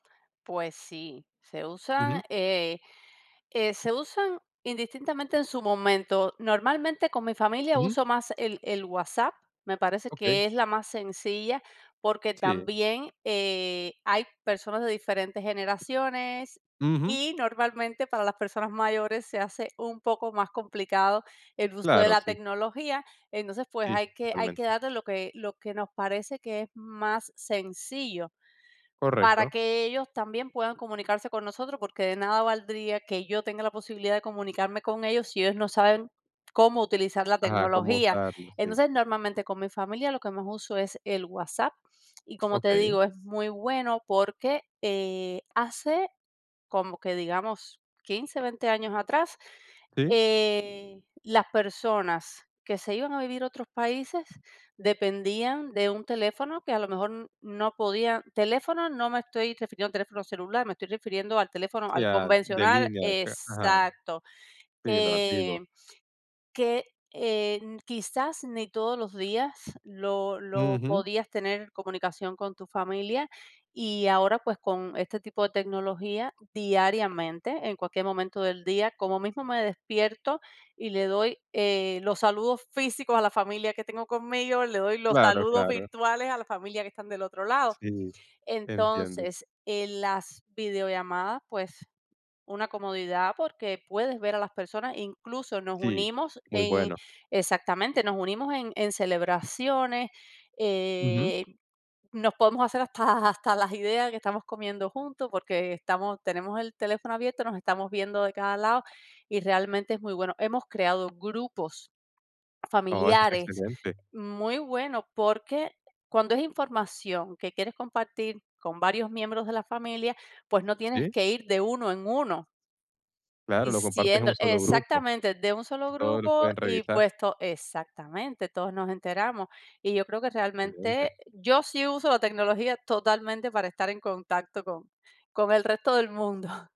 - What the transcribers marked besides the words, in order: other background noise; tapping
- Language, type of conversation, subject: Spanish, podcast, ¿Cómo usas la tecnología para mantenerte en contacto?
- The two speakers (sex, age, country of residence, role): female, 45-49, United States, guest; male, 20-24, United States, host